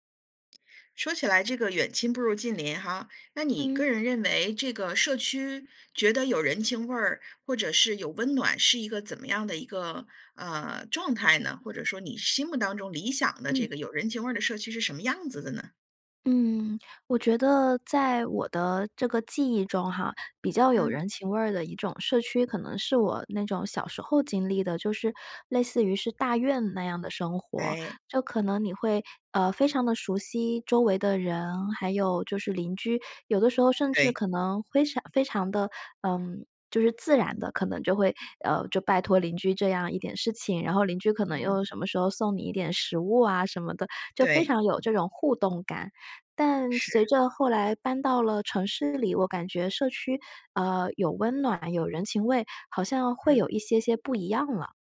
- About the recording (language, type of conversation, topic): Chinese, podcast, 如何让社区更温暖、更有人情味？
- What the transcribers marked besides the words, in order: other background noise